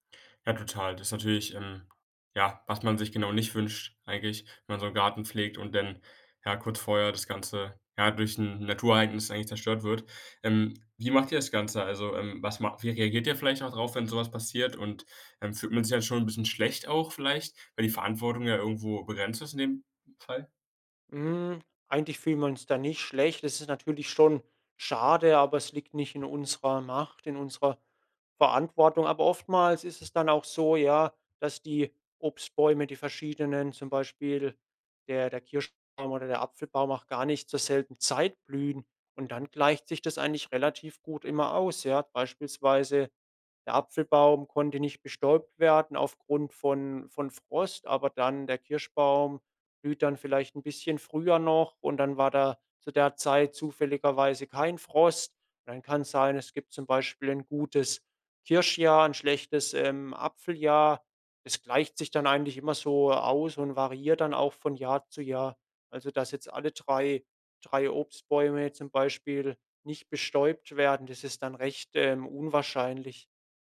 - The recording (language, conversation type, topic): German, podcast, Was kann uns ein Garten über Verantwortung beibringen?
- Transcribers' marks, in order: none